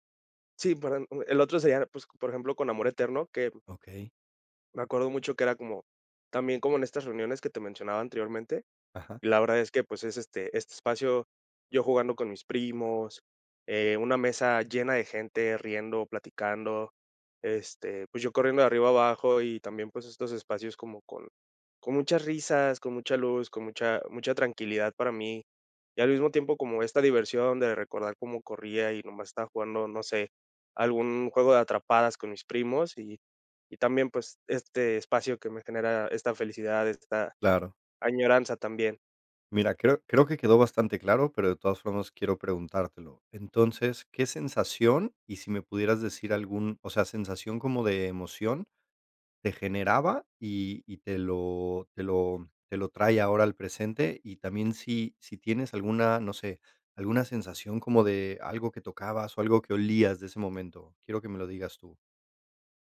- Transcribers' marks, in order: none
- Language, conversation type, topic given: Spanish, podcast, ¿Cómo influyó tu familia en tus gustos musicales?